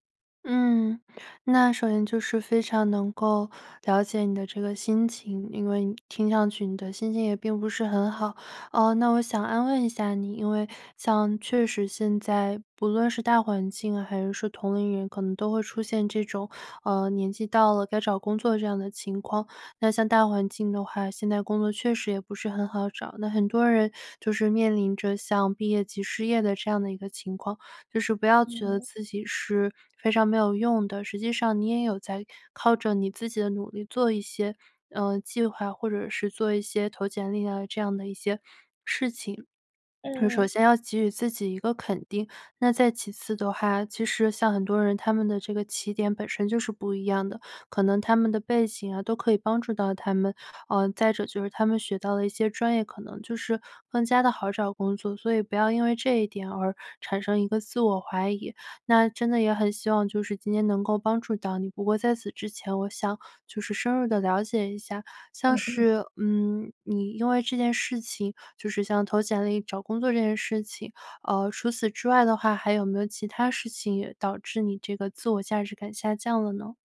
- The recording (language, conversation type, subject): Chinese, advice, 你会因为和同龄人比较而觉得自己的自我价值感下降吗？
- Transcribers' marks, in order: swallow